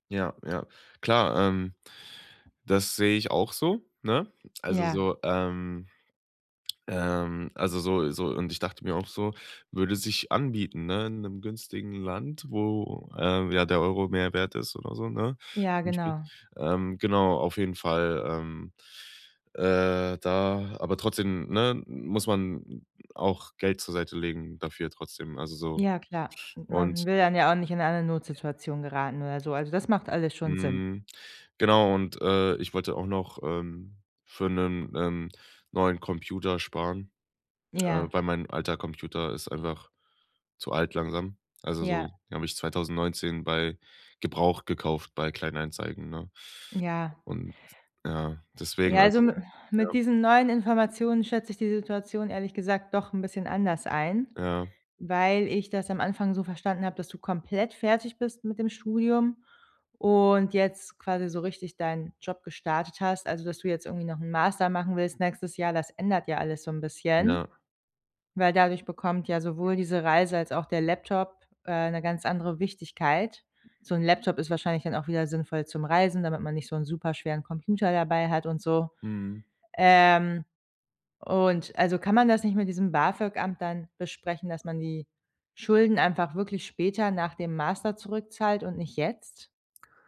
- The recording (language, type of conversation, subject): German, advice, Wie kann ich meine Schulden unter Kontrolle bringen und wieder finanziell sicher werden?
- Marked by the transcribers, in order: tongue click